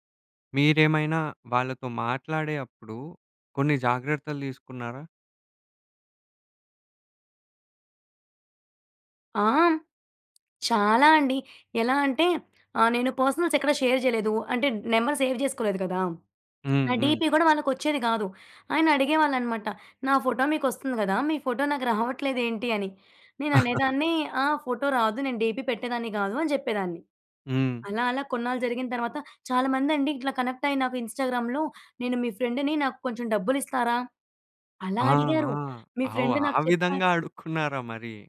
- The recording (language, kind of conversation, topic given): Telugu, podcast, ఆన్‌లైన్‌లో పరిచయమైన మిత్రులను ప్రత్యక్షంగా కలవడానికి మీరు ఎలా సిద్ధమవుతారు?
- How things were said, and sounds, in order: in English: "పర్సనల్స్"; in English: "షేర్"; in English: "నెంబర్ సేవ్"; in English: "డీపీ"; chuckle; in English: "డీపీ"; in English: "కనెక్ట్"; in English: "ఇన్‌స్టాగ్రామ్‌లో"; in English: "ఫ్రెండ్‌ని"; in English: "ఫ్రెండ్"